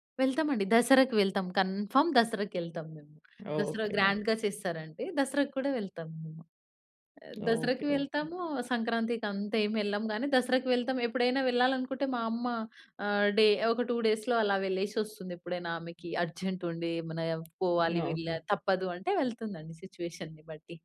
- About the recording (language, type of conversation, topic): Telugu, podcast, మీరు పాఠశాల సెలవుల్లో చేసే ప్రత్యేక హాబీ ఏమిటి?
- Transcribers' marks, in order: in English: "కన్ఫర్మ్"; other background noise; in English: "గ్రాండ్‌గా"; tapping; in English: "డే"; in English: "టు డేస్‌లో"; in English: "అర్జెంట్"; in English: "సిట్యుయేషన్‌ని"